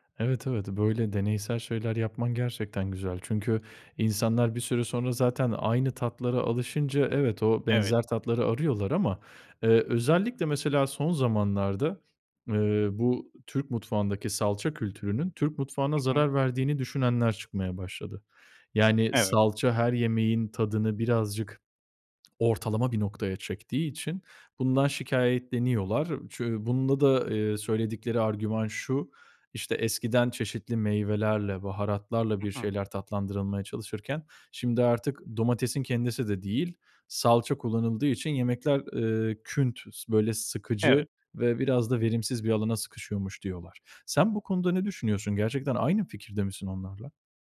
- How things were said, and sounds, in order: other background noise; other noise
- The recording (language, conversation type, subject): Turkish, podcast, Mutfakta en çok hangi yemekleri yapmayı seviyorsun?